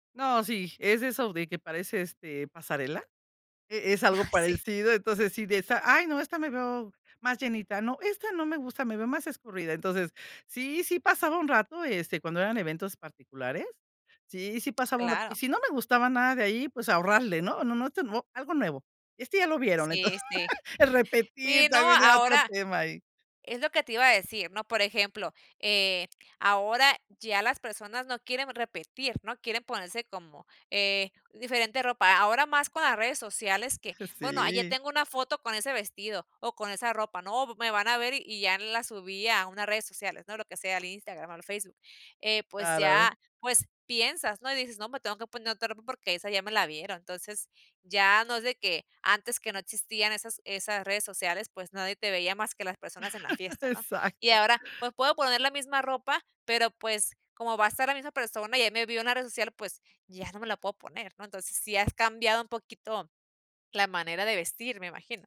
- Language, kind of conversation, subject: Spanish, podcast, ¿Qué prendas te hacen sentir más seguro?
- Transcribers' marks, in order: chuckle; laugh; other background noise; chuckle; chuckle; tapping